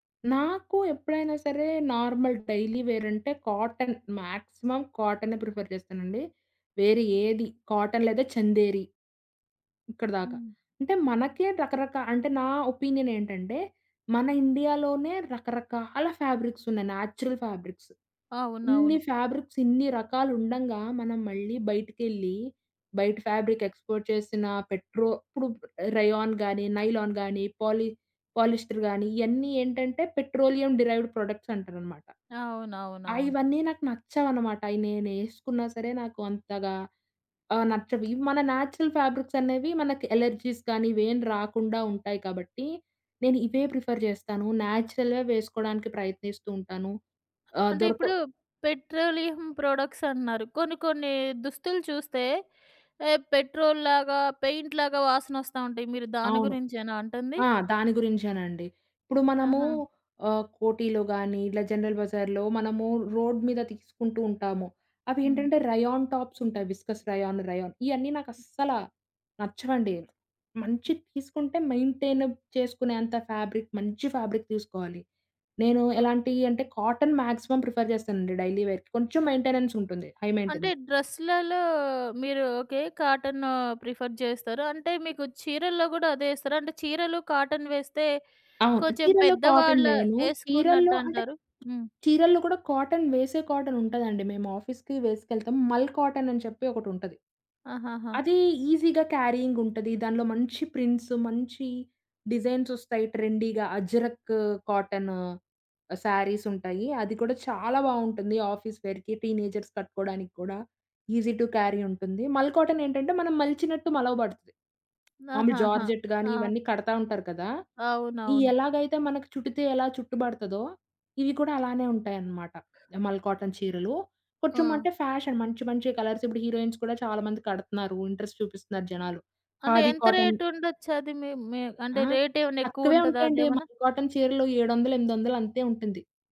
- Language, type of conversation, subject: Telugu, podcast, సాంప్రదాయ దుస్తులను ఆధునిక శైలిలో మార్చుకుని ధరించడం గురించి మీ అభిప్రాయం ఏమిటి?
- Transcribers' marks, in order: in English: "నార్మల్ డైలీ వేర్"; in English: "కాటన్. మాక్సిమం"; in English: "ప్రిఫర్"; in English: "కాటన్"; in English: "ఒపీనియన్"; in English: "ఫ్యాబ్రిక్స్"; in English: "న్యాచురల్ ఫ్యాబ్రిక్స్"; in English: "ఫ్యాబ్రిక్స్"; in English: "ఫ్యాబ్రిక్ ఎక్స్పోర్ట్"; in English: "రేయాన్"; in English: "నైలాన్"; in English: "పాలిస్టర్"; in English: "పెట్రోలియం డెరైవ్డ్ ప్రొడక్ట్స్"; tapping; in English: "న్యాచురల్ ఫ్యాబ్రిక్స్"; in English: "అలెర్జీస్"; in English: "ప్రిఫర్"; in English: "న్యాచురల్‌గా"; other background noise; in English: "పెట్రోలియం ప్రొడక్ట్స్"; in English: "పెట్రోల్‌లాగా, పెయింట్‌లాగా"; in English: "రోడ్"; in English: "రేయాన్ టాప్స్"; in English: "విస్కోస్ రేయాన్, రేయాన్"; in English: "మెయింటైన్"; in English: "ఫ్యాబ్రిక్"; in English: "ఫ్యాబ్రిక్"; in English: "కాటన్ మాక్సిమం ప్రిఫర్"; in English: "డైలీ వేర్‌కి"; in English: "మెయింటెనెన్స్"; in English: "హై మెయింటెనెన్స్"; in English: "కాటన్ ప్రిఫర్"; in English: "కాటన్"; in English: "కాటన్"; in English: "కాటన్"; in English: "కాటన్"; in English: "ఆఫీస్‌కి"; in English: "కాటన్"; in English: "ఈజీగా క్యారీయింగ్"; in English: "ప్రింట్స్"; in English: "డిజైన్స్"; in English: "ట్రెండీగా"; in English: "కాటన్"; in English: "ఆఫీస్ వేర్‌కి, టీనేజర్స్"; in English: "ఈజీ టు క్యారీ"; in English: "కాటన్"; in English: "జార్జెట్"; in English: "కాటన్"; in English: "ఫ్యాషన్"; in English: "కలర్స్"; in English: "హీరోయిన్స్"; in English: "ఇంట్రెస్ట్"; in English: "కాటన్"; in English: "రేట్"; in English: "రేట్"; in English: "కాటన్"